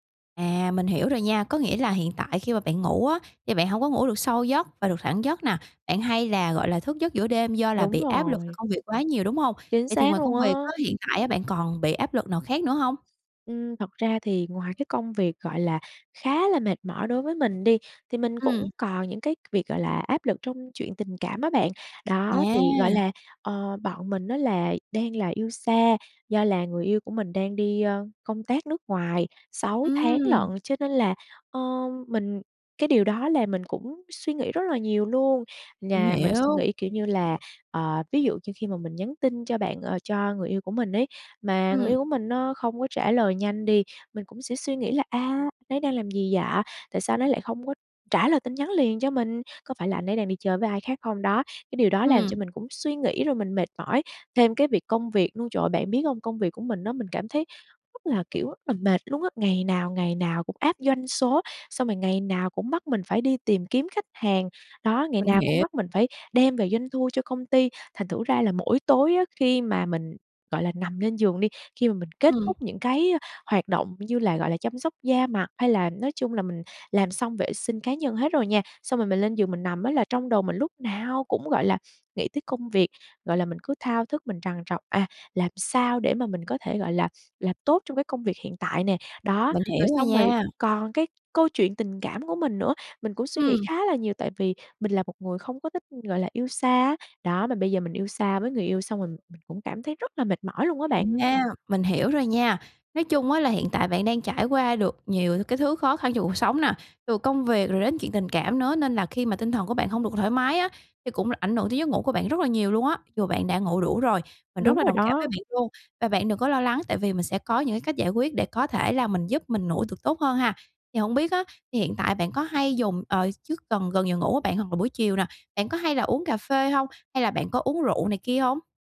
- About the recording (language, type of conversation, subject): Vietnamese, advice, Tại sao tôi cứ thức dậy mệt mỏi dù đã ngủ đủ giờ mỗi đêm?
- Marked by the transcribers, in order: tapping